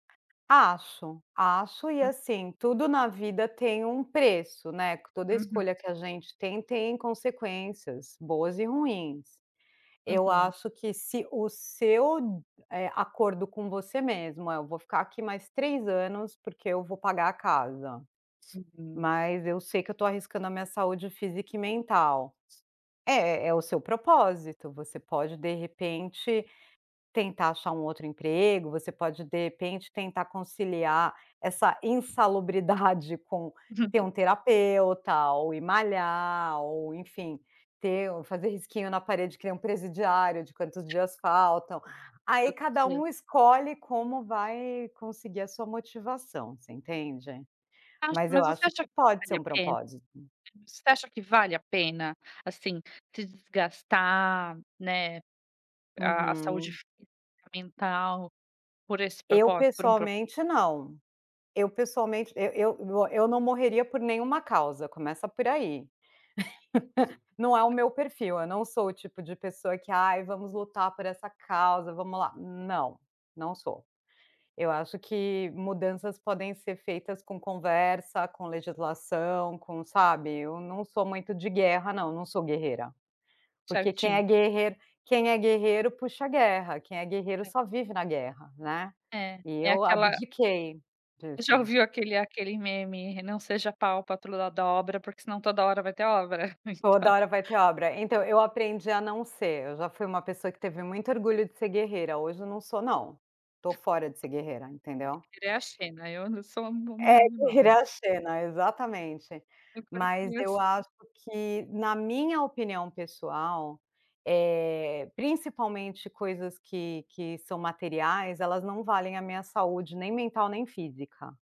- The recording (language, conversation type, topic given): Portuguese, podcast, Como você concilia trabalho e propósito?
- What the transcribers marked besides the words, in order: tapping; other background noise; chuckle; chuckle; unintelligible speech; laugh; "toda" said as "todla"; laughing while speaking: "então"